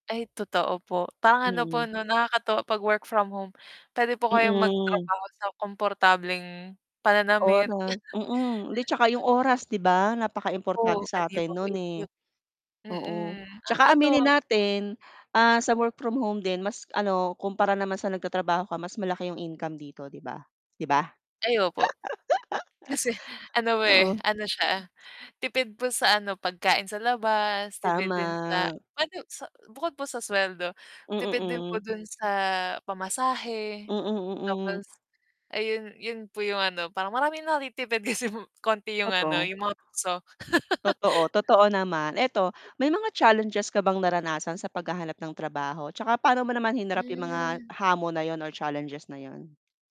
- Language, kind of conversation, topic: Filipino, unstructured, Paano mo hinahanap ang trabahong talagang angkop para sa iyo?
- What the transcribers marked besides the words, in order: other background noise; chuckle; background speech; distorted speech; laugh; tapping; static; laugh